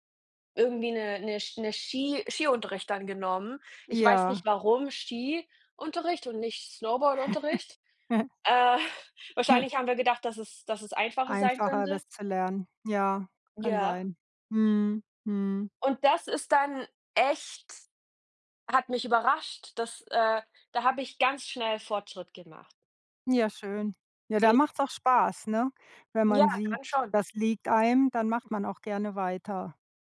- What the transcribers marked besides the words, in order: laugh; chuckle
- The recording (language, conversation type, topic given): German, unstructured, Welche Sportarten machst du am liebsten und warum?